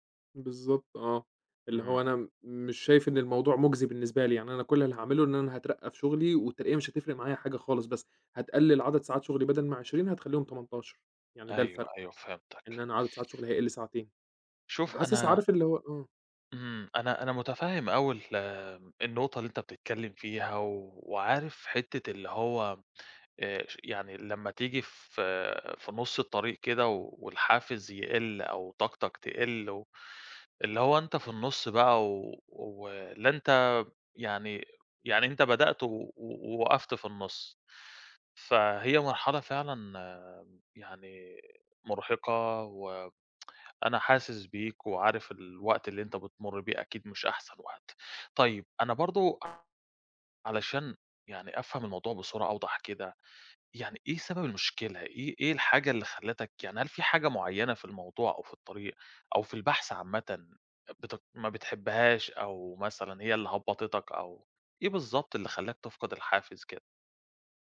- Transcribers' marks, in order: tsk
- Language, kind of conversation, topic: Arabic, advice, إزاي حسّيت لما فقدت الحافز وإنت بتسعى ورا هدف مهم؟